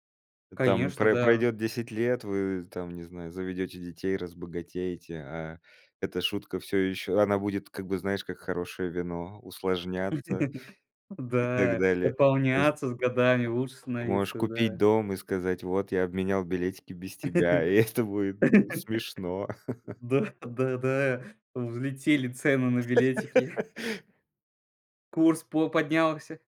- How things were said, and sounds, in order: chuckle; tapping; laugh; laughing while speaking: "Да"; laughing while speaking: "И это будет"; chuckle; laughing while speaking: "билетики"; laugh; other background noise
- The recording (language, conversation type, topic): Russian, podcast, Какую историю хранит твоя любимая вещь?